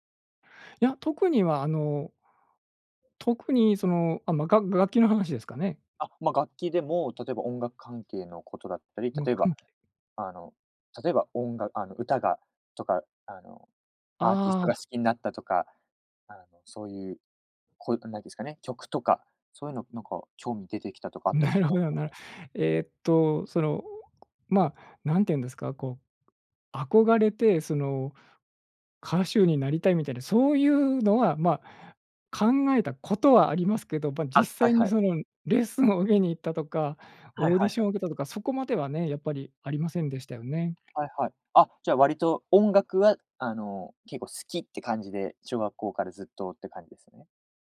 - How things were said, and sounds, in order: laughing while speaking: "なるほどな"; other background noise
- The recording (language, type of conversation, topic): Japanese, podcast, 音楽と出会ったきっかけは何ですか？